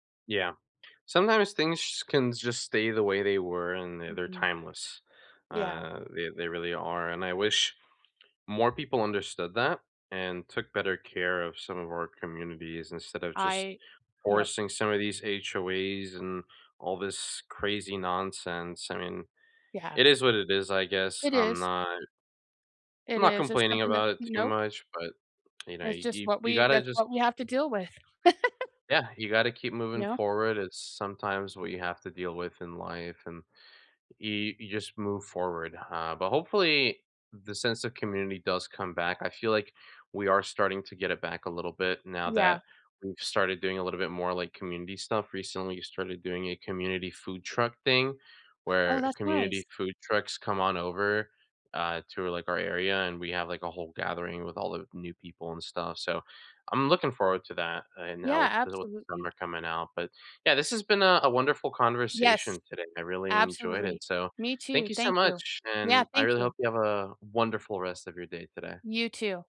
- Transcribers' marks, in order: tapping; chuckle
- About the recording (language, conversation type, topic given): English, unstructured, How does your hometown keep shaping who you are, from childhood to today?
- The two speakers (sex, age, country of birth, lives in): female, 50-54, United States, United States; male, 20-24, United States, United States